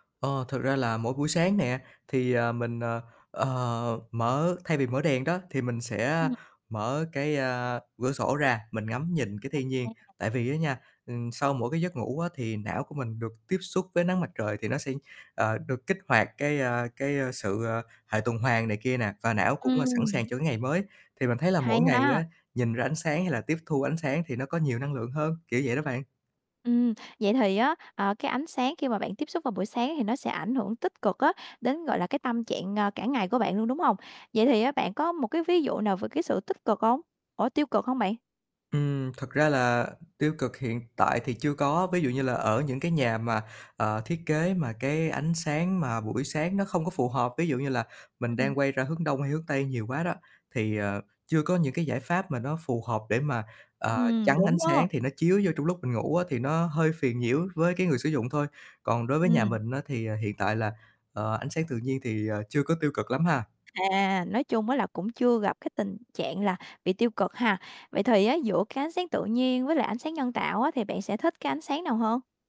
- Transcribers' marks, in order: distorted speech; other background noise; tapping
- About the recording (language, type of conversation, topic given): Vietnamese, podcast, Ánh sáng trong nhà ảnh hưởng đến tâm trạng của bạn như thế nào?